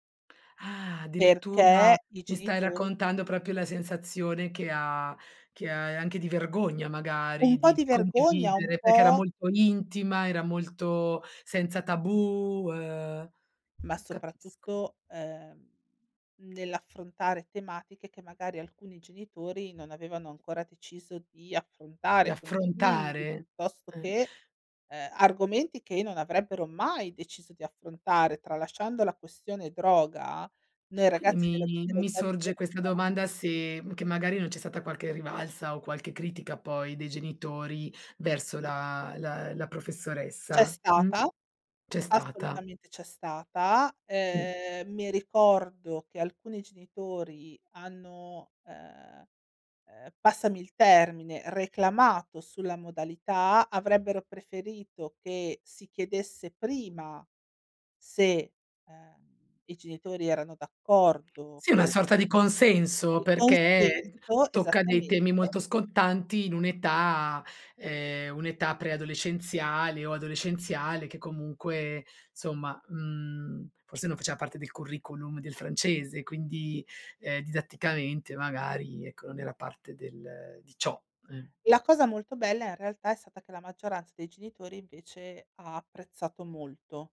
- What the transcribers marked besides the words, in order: other background noise; tapping; "insomma" said as "nzomma"
- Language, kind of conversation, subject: Italian, podcast, Qual è un film che ti ha cambiato e che cosa ti ha colpito davvero?